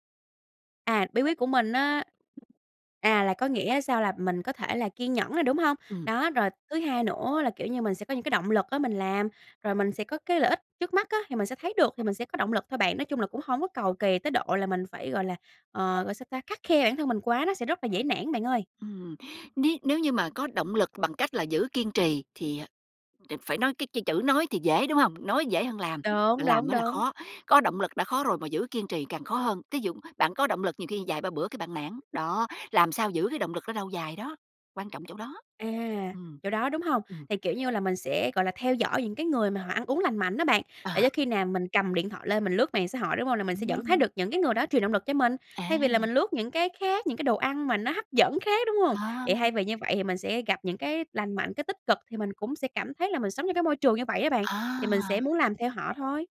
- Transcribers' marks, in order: other background noise; tapping; dog barking
- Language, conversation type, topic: Vietnamese, podcast, Bạn giữ thói quen ăn uống lành mạnh bằng cách nào?